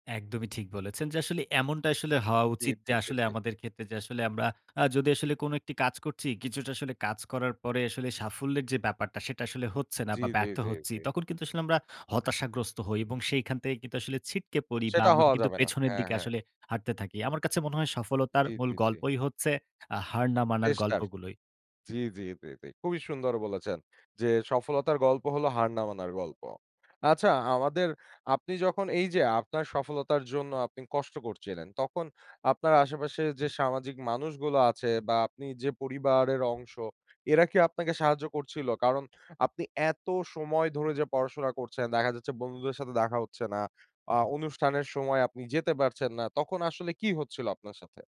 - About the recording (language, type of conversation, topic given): Bengali, podcast, আসলে সফলতা আপনার কাছে কী মানে?
- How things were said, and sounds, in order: none